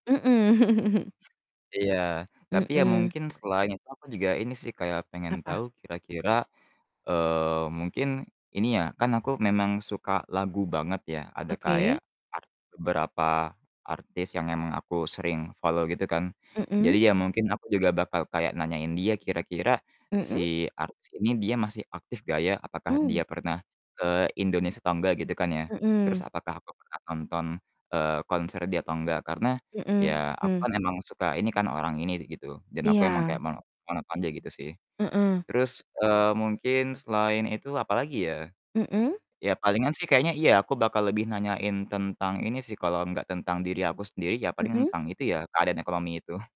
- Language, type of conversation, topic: Indonesian, unstructured, Kalau kamu bisa berbicara dengan dirimu di masa depan, apa yang ingin kamu tanyakan?
- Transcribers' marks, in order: chuckle; in English: "follow"; distorted speech; laughing while speaking: "itu"